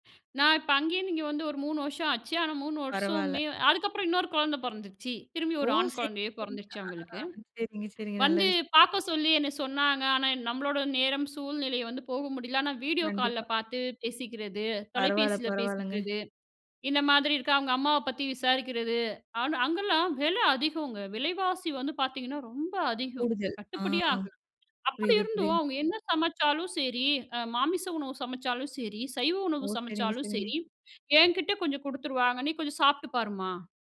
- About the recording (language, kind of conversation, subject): Tamil, podcast, உங்கள் ஊரில் நடந்த மறக்க முடியாத ஒரு சந்திப்பு அல்லது நட்புக் கதையைச் சொல்ல முடியுமா?
- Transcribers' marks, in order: other noise